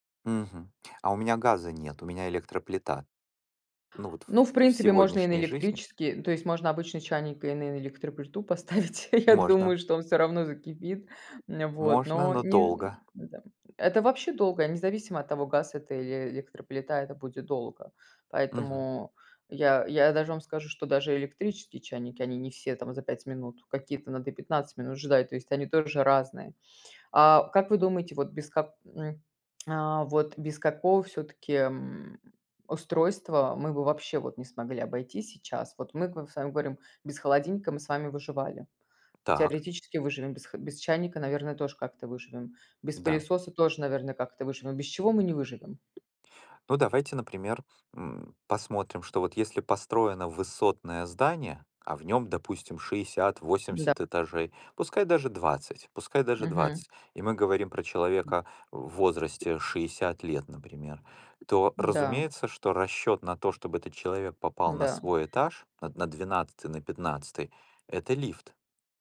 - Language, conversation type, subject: Russian, unstructured, Какие технологии вы считаете самыми полезными в быту?
- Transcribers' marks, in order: laughing while speaking: "я думаю"; other background noise; tapping; tsk